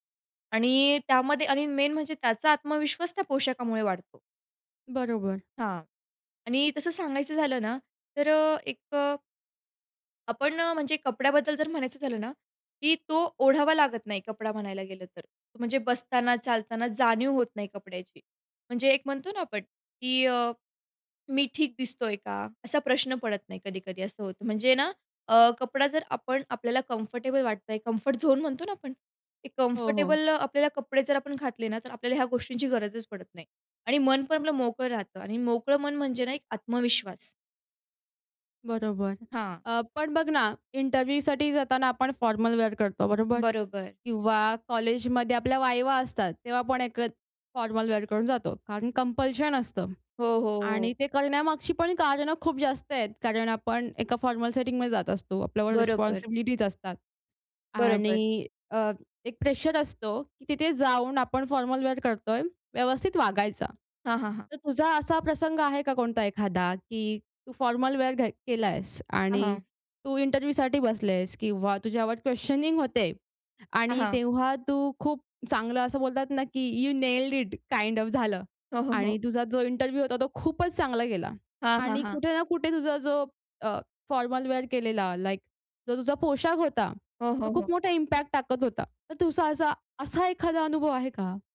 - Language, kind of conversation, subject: Marathi, podcast, कुठले पोशाख तुम्हाला आत्मविश्वास देतात?
- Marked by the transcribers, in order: in English: "कम्फर्टेबल"; in English: "कम्फर्ट झोन"; in English: "कम्फर्टेबल"; in English: "इंटरव्ह्यूसाठी"; in English: "फॉर्मल वेअर"; in English: "वायवा"; in English: "फॉर्मल वेअर"; in English: "कंपल्शन"; in English: "फॉर्मल"; in English: "रिस्पॉन्सिबिलिटीज"; in English: "फॉर्मल वेअर"; in English: "फॉर्मल वेअर"; in English: "इंटरव्ह्यूसाठी"; in English: "क्वेशनिंग"; in English: "यू नेल्ड इट काइंड ऑफ"; in English: "इंटरव्ह्यू"; in English: "फॉर्मल वेअर"; in English: "इम्पॅक्ट"